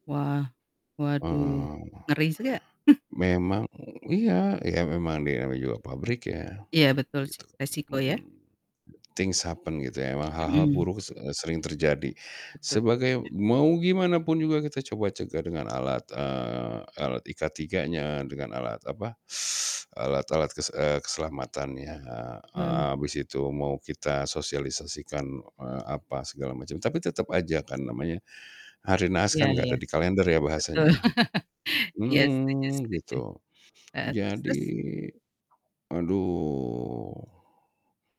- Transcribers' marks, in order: distorted speech; chuckle; in English: "Things happened"; chuckle; teeth sucking; static; laugh; drawn out: "aduh"
- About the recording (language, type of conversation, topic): Indonesian, podcast, Pernahkah kamu mengalami momen yang mengubah cara pandangmu tentang hidup?